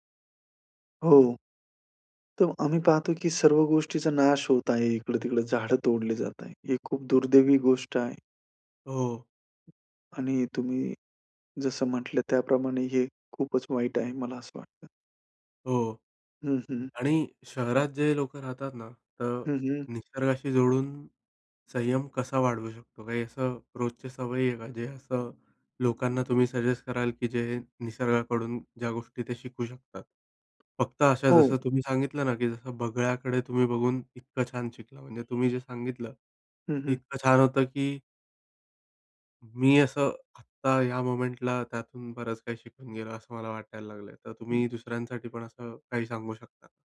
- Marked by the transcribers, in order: other background noise; in English: "सजेस्ट"; tapping; horn; in English: "मोमेंटला"
- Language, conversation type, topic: Marathi, podcast, निसर्गाकडून तुम्हाला संयम कसा शिकायला मिळाला?